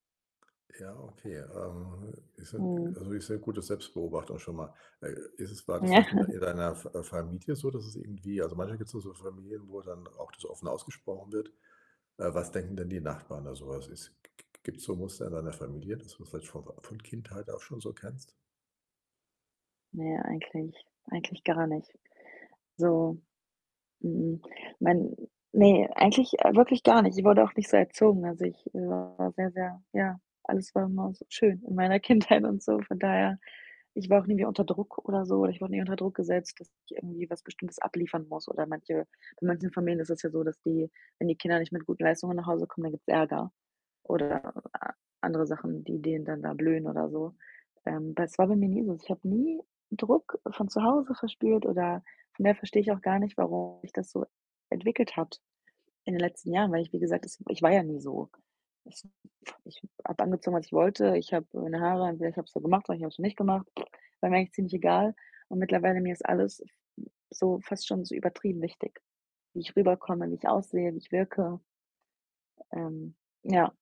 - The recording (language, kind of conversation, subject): German, advice, Wie kann ich trotz Angst vor Bewertung und Scheitern ins Tun kommen?
- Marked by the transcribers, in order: other background noise; laughing while speaking: "Ja"; chuckle; distorted speech; laughing while speaking: "Kindheit"; unintelligible speech; other noise; lip trill